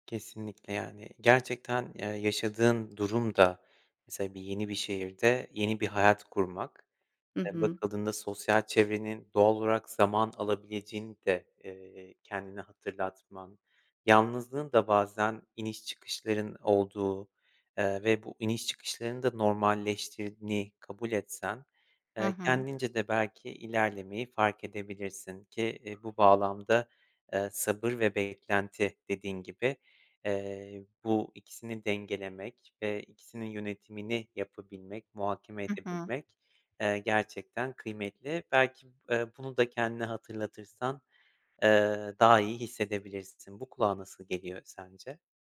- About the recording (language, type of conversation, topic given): Turkish, advice, Yeni bir şehre taşındığımda yalnızlıkla nasıl başa çıkıp sosyal çevre edinebilirim?
- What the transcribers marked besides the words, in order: other background noise